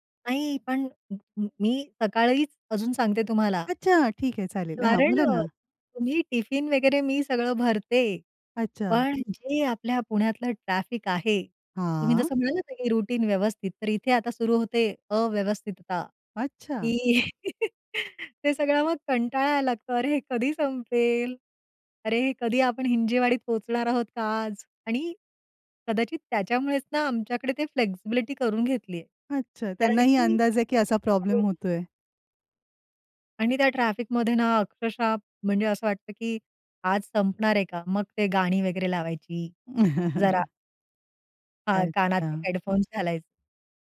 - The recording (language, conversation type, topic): Marathi, podcast, सकाळी तुमची दिनचर्या कशी असते?
- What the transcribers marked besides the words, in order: surprised: "हां"; in English: "रुटीन"; laughing while speaking: "ते सगळं मग कंटाळायला लागतो अरे हे कधी संपेल"; in English: "फ्लेक्सिबिलिटी"; chuckle